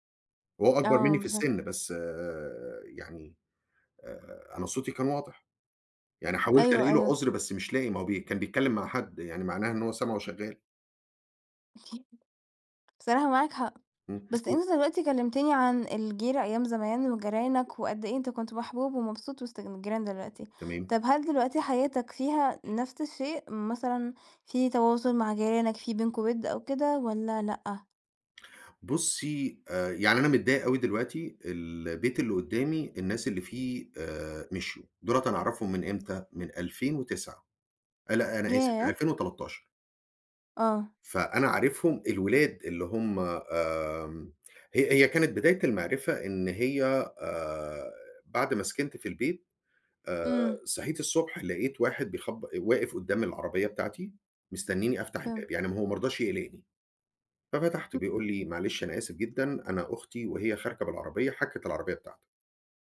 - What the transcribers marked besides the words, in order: laugh; tapping; tsk; unintelligible speech; unintelligible speech
- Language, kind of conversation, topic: Arabic, podcast, إيه معنى كلمة جيرة بالنسبة لك؟